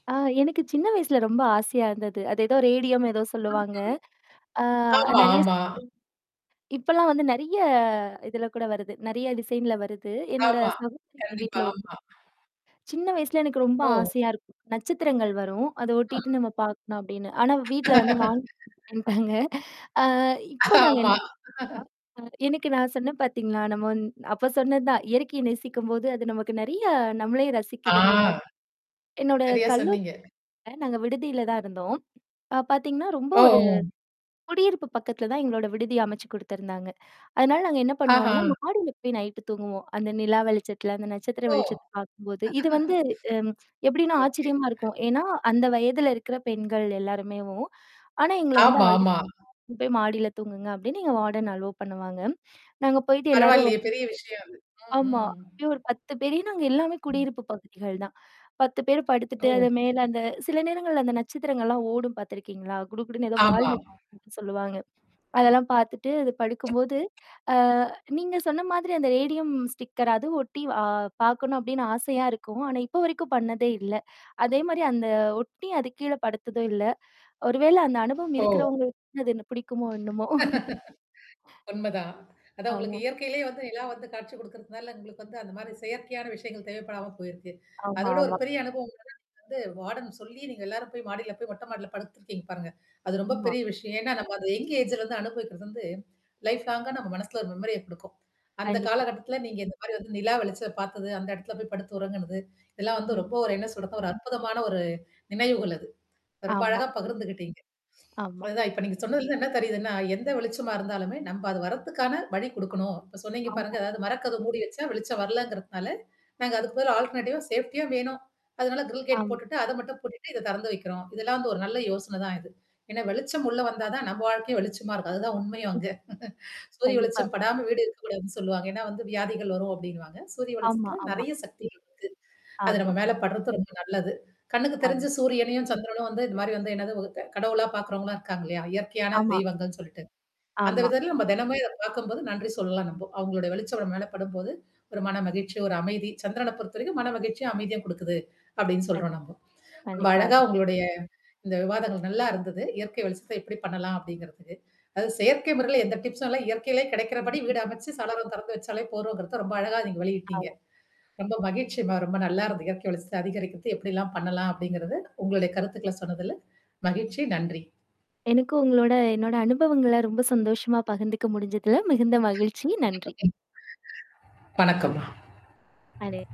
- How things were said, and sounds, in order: static; in English: "ரேடியம்"; other noise; drawn out: "ஆ"; unintelligible speech; in English: "டிசைன்ல"; distorted speech; unintelligible speech; mechanical hum; other background noise; unintelligible speech; laugh; chuckle; laugh; in English: "நைட்டு"; laugh; inhale; in English: "வார்டன் அலோ"; inhale; in English: "ரேடியம்"; laugh; inhale; laughing while speaking: "அது என்ன பிடிக்குமோ என்னாமோ"; inhale; in English: "வார்டன்"; in English: "எங் ஏஜ்ல"; in English: "லைப் லாங்க"; in English: "மெமரிய"; in English: "ஆல்டர்னேடிவா சேஃப்டியா"; in English: "கிரில் கேட்"; laughing while speaking: "அதுதான் உண்மையும் அங்க"; tapping; in English: "டிப்ஸம்"
- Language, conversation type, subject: Tamil, podcast, உங்கள் வீட்டில் இயற்கை வெளிச்சத்தை எப்படி அதிகரிக்கிறீர்கள்?